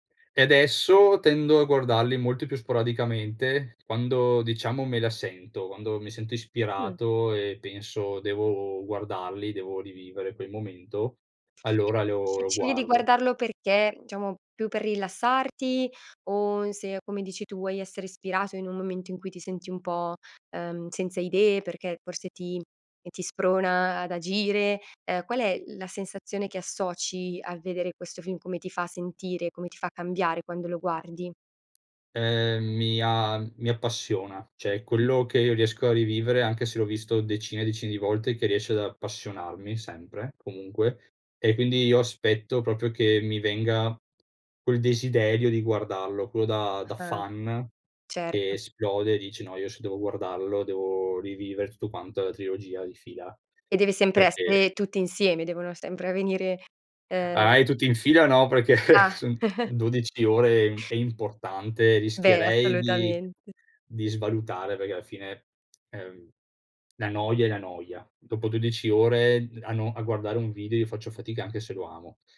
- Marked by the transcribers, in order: other background noise; "diciamo" said as "ciamo"; "Cioè" said as "ceh"; "proprio" said as "propio"; chuckle; other noise; tsk
- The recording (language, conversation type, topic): Italian, podcast, Raccontami del film che ti ha cambiato la vita